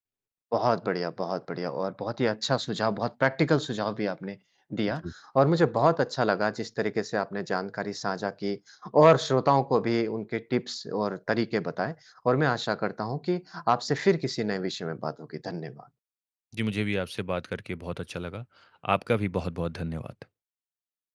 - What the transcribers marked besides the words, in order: in English: "प्रैक्टिकल"; in English: "टिप्स"
- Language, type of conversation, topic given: Hindi, podcast, कोई बार-बार आपकी हद पार करे तो आप क्या करते हैं?